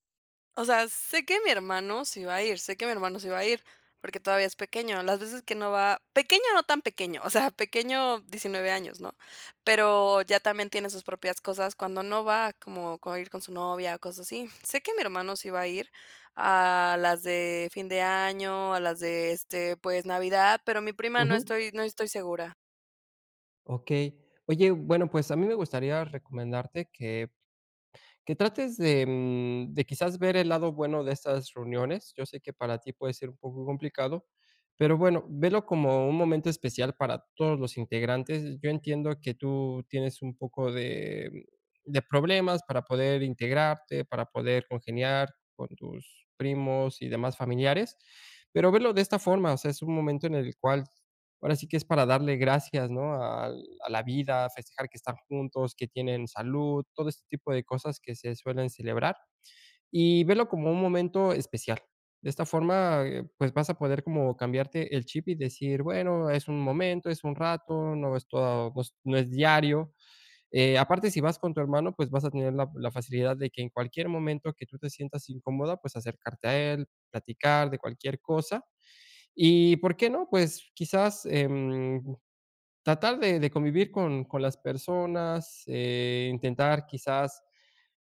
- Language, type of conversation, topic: Spanish, advice, ¿Cómo manejar la ansiedad antes de una fiesta o celebración?
- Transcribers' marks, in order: none